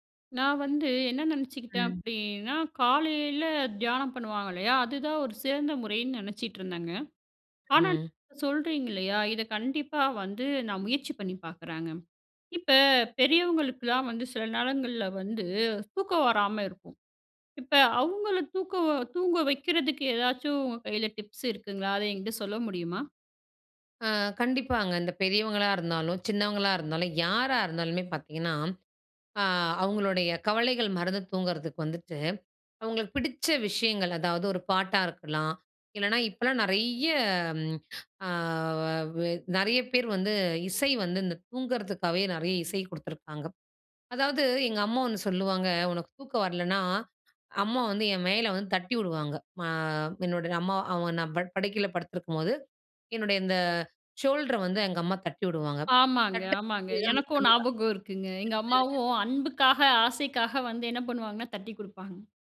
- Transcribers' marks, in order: "நேரங்கள்ல" said as "நாளங்கள்ல"; unintelligible speech
- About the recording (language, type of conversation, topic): Tamil, podcast, கவலைகள் தூக்கத்தை கெடுக்கும் பொழுது நீங்கள் என்ன செய்கிறீர்கள்?